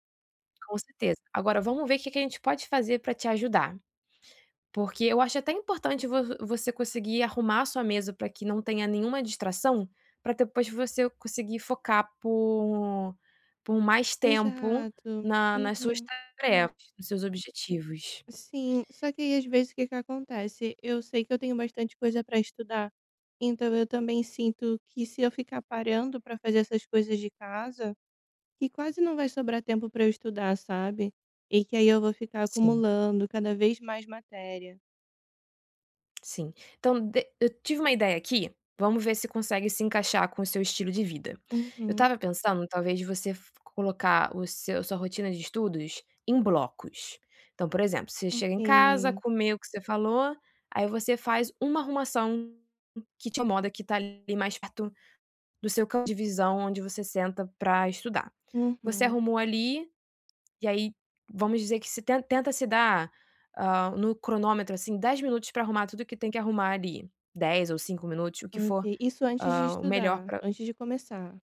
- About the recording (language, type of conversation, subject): Portuguese, advice, Como posso manter minha motivação e meu foco constantes todos os dias?
- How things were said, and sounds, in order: tapping